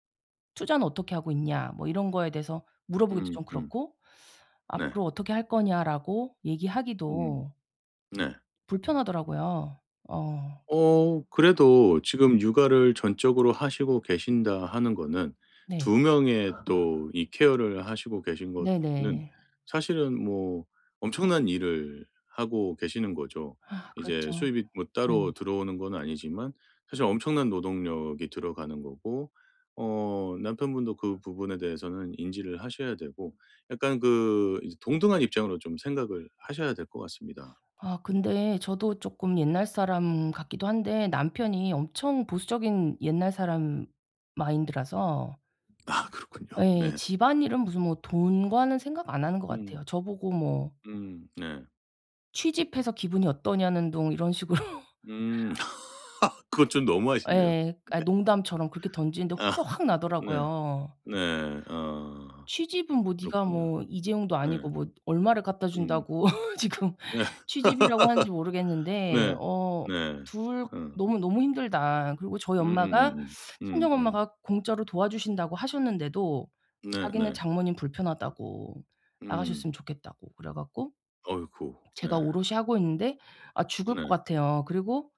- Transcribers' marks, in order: other background noise; sigh; laughing while speaking: "식으로"; laugh; tapping; laughing while speaking: "네"; laughing while speaking: "아"; laugh; laughing while speaking: "지금"; laugh
- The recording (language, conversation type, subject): Korean, advice, 가족과 돈 이야기를 편하게 시작하려면 어떻게 해야 할까요?